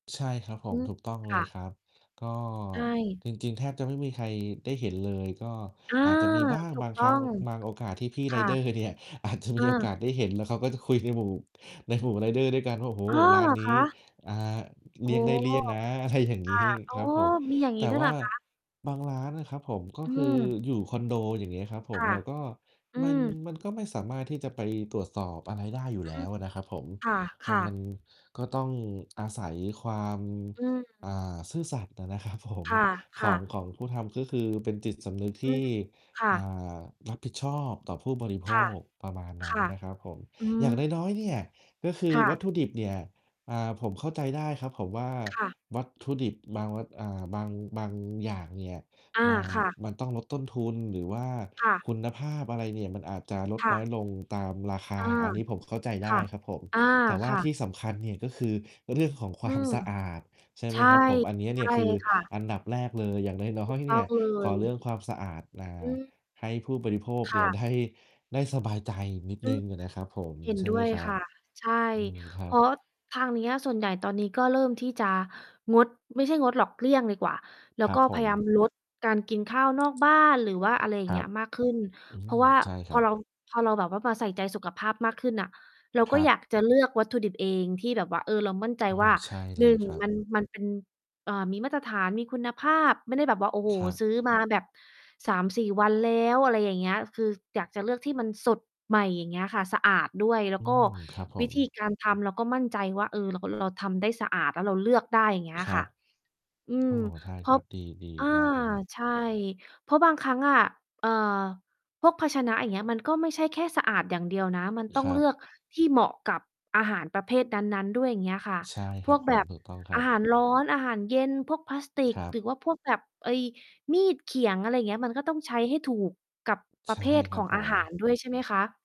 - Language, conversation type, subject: Thai, unstructured, คุณคิดว่าสุขภาพสำคัญต่อชีวิตประจำวันอย่างไร?
- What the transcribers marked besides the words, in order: mechanical hum; distorted speech; tapping; laughing while speaking: "อาจจะ"; laughing while speaking: "อะไรอย่างงี้"; laughing while speaking: "ครับผม"